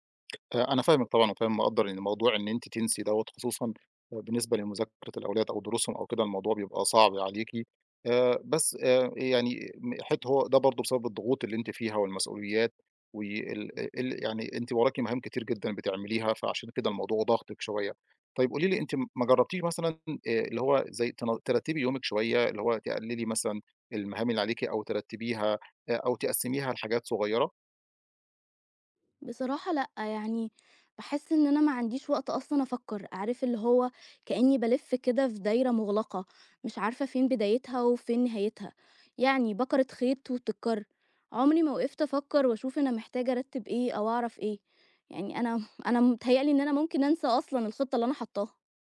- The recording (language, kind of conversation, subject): Arabic, advice, إزاي أقدر أركّز وأنا تحت ضغوط يومية؟
- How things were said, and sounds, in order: tapping